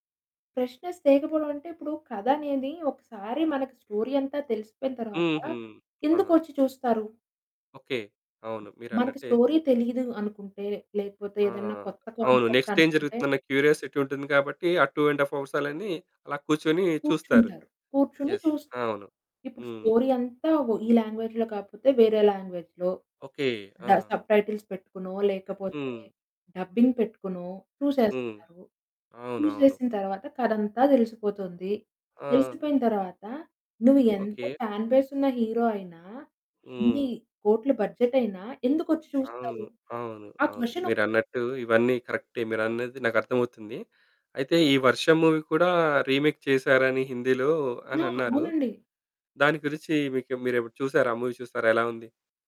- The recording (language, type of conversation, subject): Telugu, podcast, రీమేకుల గురించి మీ అభిప్రాయం ఏమిటి?
- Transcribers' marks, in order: static; in English: "ఫ్రెష్నెస్"; in English: "స్టోరీ"; other background noise; in English: "స్టోరీ"; in English: "కాన్సెప్ట్"; in English: "నెక్స్ట్"; in English: "క్యూరియాసిటీ"; in English: "టూ అండ్ హాల్ఫ్ అవర్స్"; in English: "యెస్"; in English: "స్టోరీ"; in English: "లాంగ్వేజ్‌లో"; in English: "లాంగ్వేజ్‌లో"; in English: "సబ్టైటిల్స్"; in English: "డబ్బింగ్"; in English: "ఫ్యాన్"; in English: "హీరో"; in English: "మూవీ"; in English: "రీమేక్"; in English: "మూవీ"